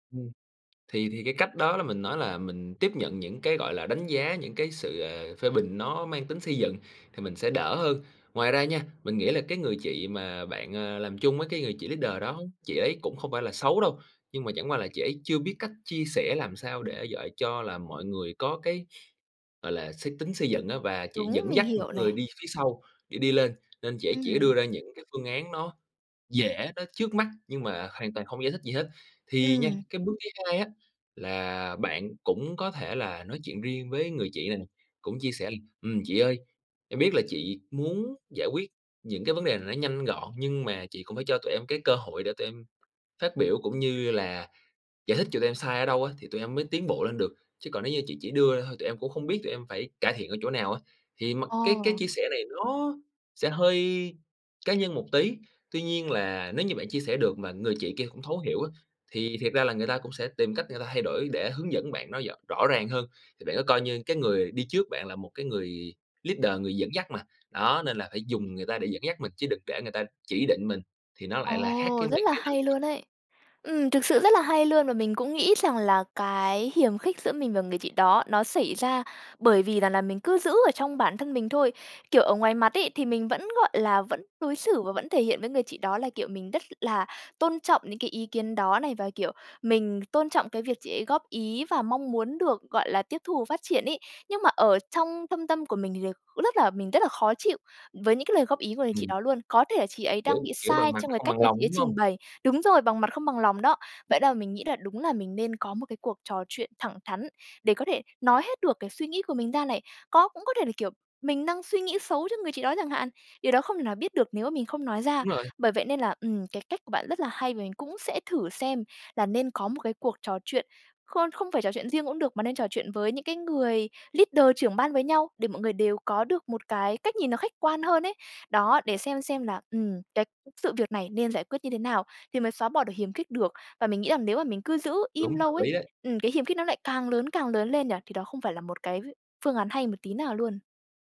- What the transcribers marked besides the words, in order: in English: "leader"; sniff; tapping; "rõ-" said as "dỏ"; in English: "leader"; other background noise; in English: "leader"
- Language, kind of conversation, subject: Vietnamese, advice, Làm sao để vượt qua nỗi sợ phát biểu ý kiến trong cuộc họp dù tôi nắm rõ nội dung?